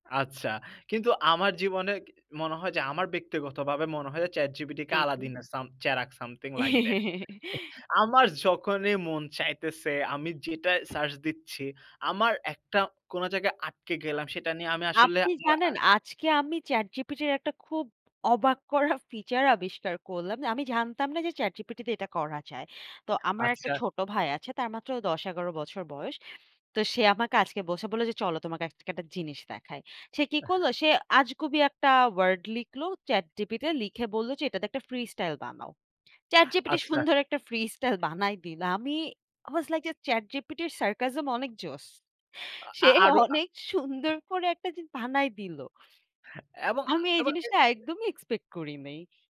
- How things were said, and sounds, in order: laugh; in English: "something like that"; other background noise; tapping; laughing while speaking: "সে অনেক সুন্দর করে একটা জিনিস বানায় দিল"
- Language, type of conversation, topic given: Bengali, unstructured, কোন বৈজ্ঞানিক আবিষ্কার আপনাকে সবচেয়ে বেশি অবাক করেছে?